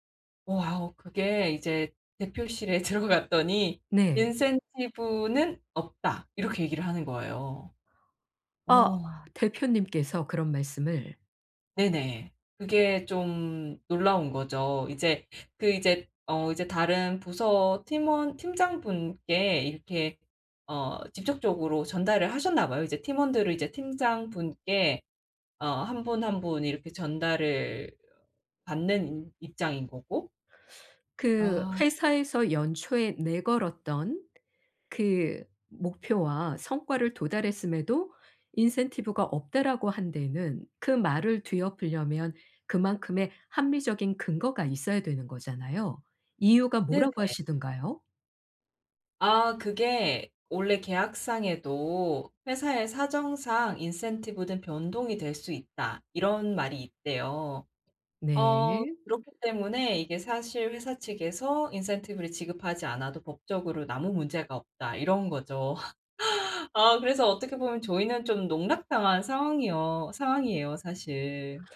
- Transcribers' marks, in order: laughing while speaking: "들어갔더니"; teeth sucking; "인센티브는" said as "인센티브든"; laugh
- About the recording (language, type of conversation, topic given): Korean, advice, 직장에서 관행처럼 굳어진 불공정한 처우에 실무적으로 안전하게 어떻게 대응해야 할까요?